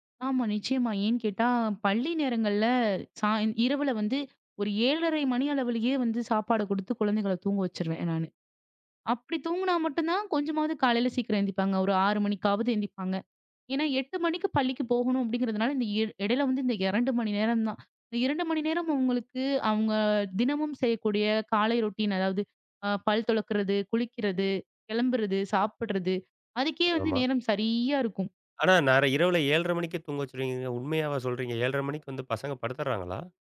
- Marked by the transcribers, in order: drawn out: "சரியா"
- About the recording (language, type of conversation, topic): Tamil, podcast, உங்கள் வீட்டில் காலை வழக்கம் எப்படி இருக்கிறது?